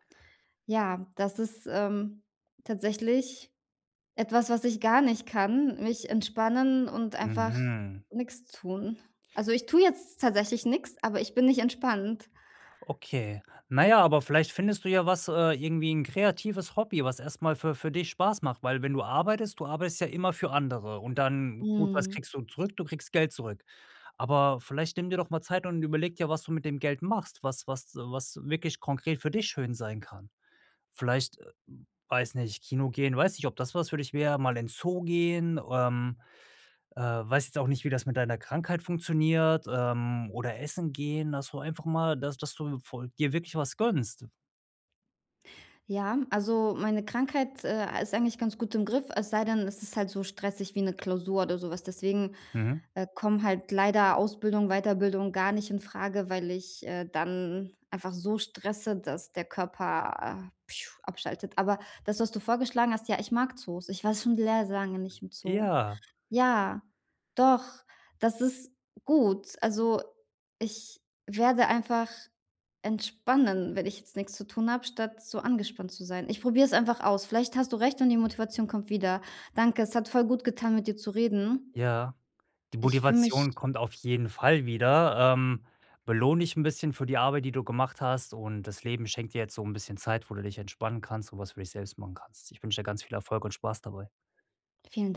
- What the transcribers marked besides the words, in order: other noise; unintelligible speech
- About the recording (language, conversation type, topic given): German, advice, Wie kann ich nach Rückschlägen schneller wieder aufstehen und weitermachen?